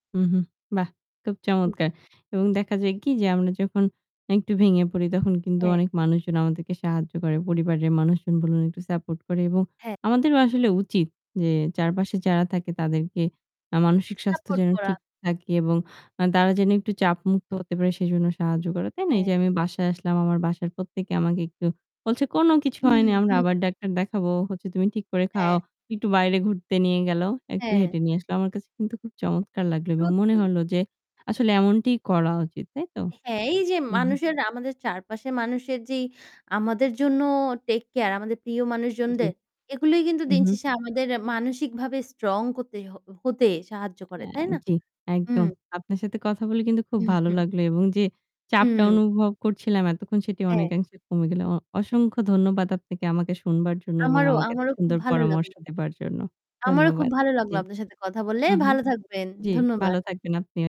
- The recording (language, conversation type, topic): Bengali, unstructured, নিজেকে মানসিকভাবে সুস্থ রাখতে তুমি কী কী করো?
- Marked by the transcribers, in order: other background noise; tapping; static; chuckle